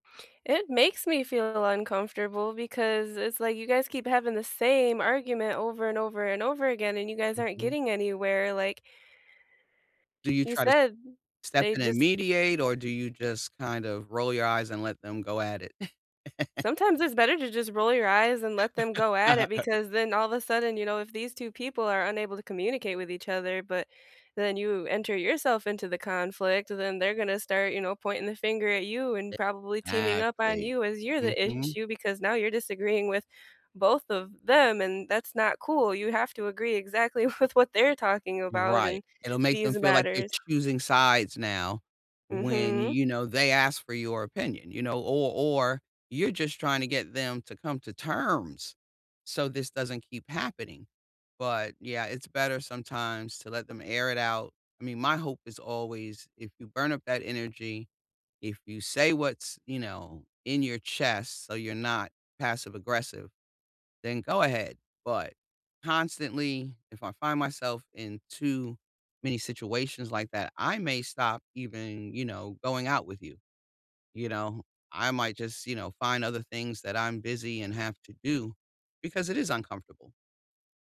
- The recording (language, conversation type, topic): English, unstructured, Why do some arguments keep happening over and over?
- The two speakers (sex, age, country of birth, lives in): female, 30-34, United States, United States; female, 55-59, United States, United States
- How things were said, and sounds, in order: chuckle; other background noise; laughing while speaking: "with"